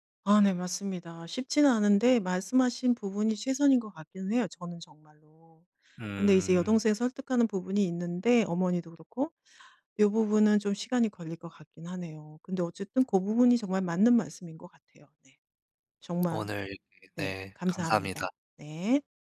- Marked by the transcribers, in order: none
- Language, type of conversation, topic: Korean, advice, 부모님의 건강이 악화되면서 돌봄과 의사결정 권한을 두고 가족 간에 갈등이 있는데, 어떻게 해결하면 좋을까요?